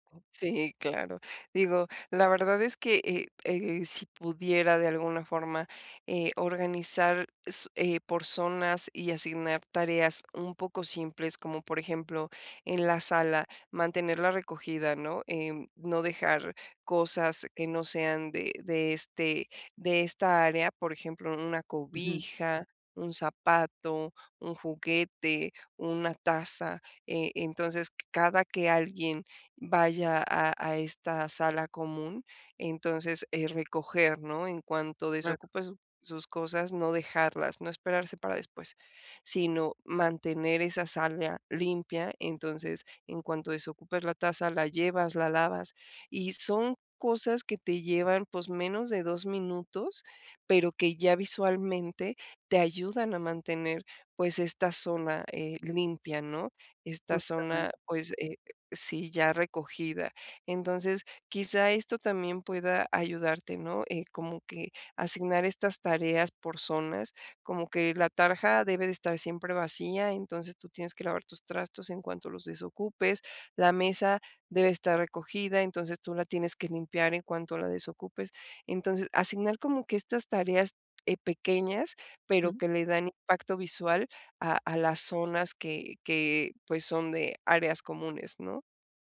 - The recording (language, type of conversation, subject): Spanish, advice, ¿Cómo puedo crear rutinas diarias para evitar que mi casa se vuelva desordenada?
- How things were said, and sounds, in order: other noise